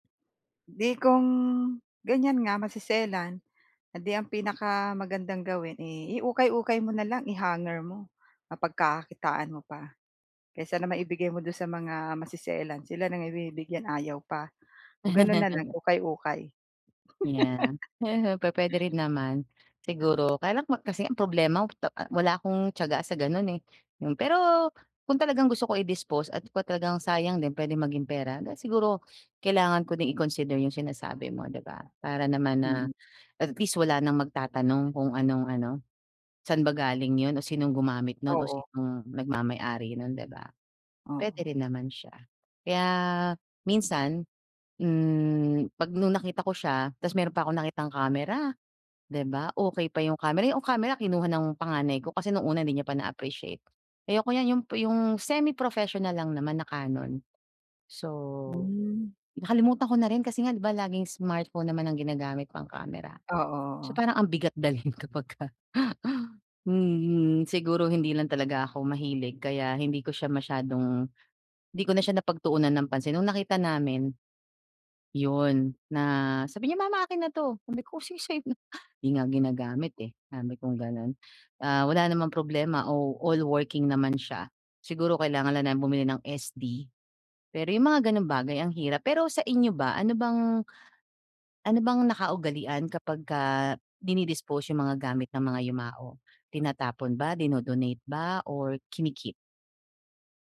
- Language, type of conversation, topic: Filipino, advice, Paano ko mababawasan nang may saysay ang sobrang dami ng gamit ko?
- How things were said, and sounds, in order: tapping; laugh; other background noise; giggle; laughing while speaking: "dalhin kapagka"; chuckle